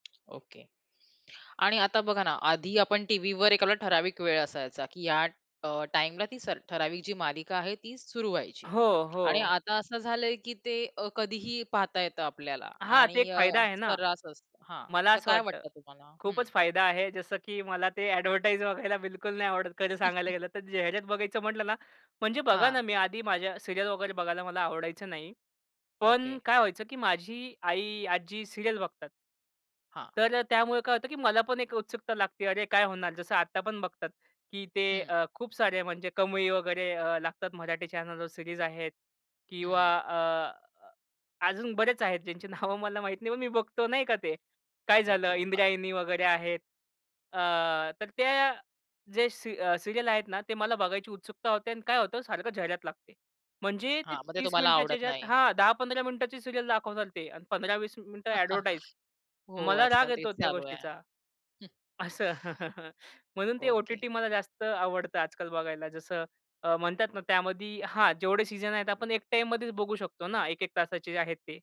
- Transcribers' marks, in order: tapping; other background noise; other noise; anticipating: "ते अ‍ॅडव्हर्टाइज बघायला बिलकुल नाही आवडत खरं सांगायला गेलं तर"; in English: "अ‍ॅडव्हर्टाइज"; chuckle; in English: "सीरियल"; in English: "सीरियल"; in English: "सीरीज"; laughing while speaking: "नावं मला"; in English: "सी सीरियल"; in English: "सीरियल"; chuckle; in English: "अ‍ॅडव्हर्टाइज"; laugh
- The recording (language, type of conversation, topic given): Marathi, podcast, स्ट्रीमिंगमुळे टीव्ही पाहण्याचा अनुभव कसा बदलला आहे?